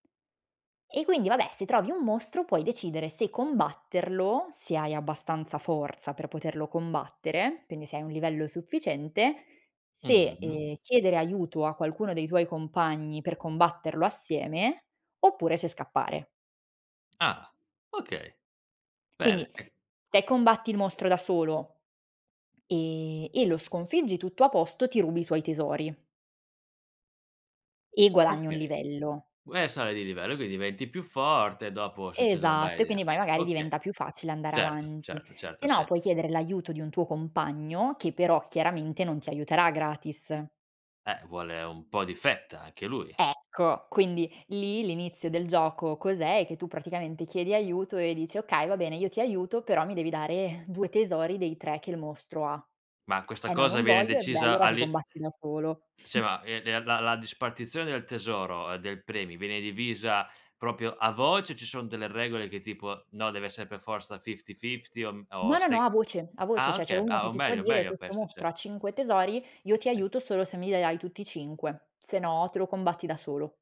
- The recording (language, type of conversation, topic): Italian, podcast, Qual è il tuo gioco preferito per rilassarti, e perché?
- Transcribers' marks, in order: chuckle; "proprio" said as "propio"; in English: "fifty-fifty"; "cioè" said as "ceh"